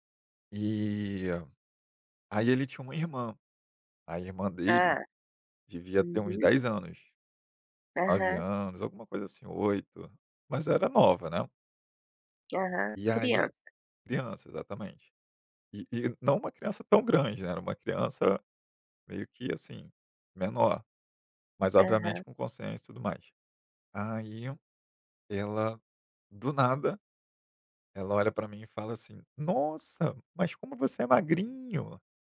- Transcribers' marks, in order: tapping
- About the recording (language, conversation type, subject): Portuguese, podcast, Qual é a história por trás do seu hobby favorito?